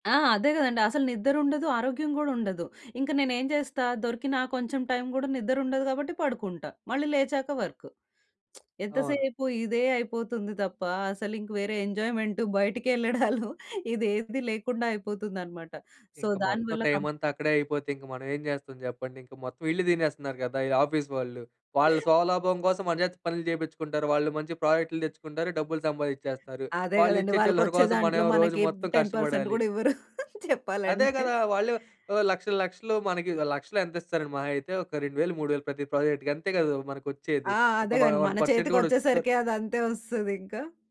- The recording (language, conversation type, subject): Telugu, podcast, పని మీద ఆధారపడకుండా సంతోషంగా ఉండేందుకు మీరు మీకు మీరే ఏ విధంగా పరిమితులు పెట్టుకుంటారు?
- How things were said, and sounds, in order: in English: "వర్క్"; lip smack; in English: "ఎంజాయ్‌మెంట్"; chuckle; in English: "సో"; in English: "ఆఫీస్"; other background noise; tapping; in English: "టెన్ పర్సెంట్"; laughing while speaking: "చెప్పాలంటే"; in English: "ప్రాజెక్ట్‌కి"; in English: "వ వన్ పర్సెంట్"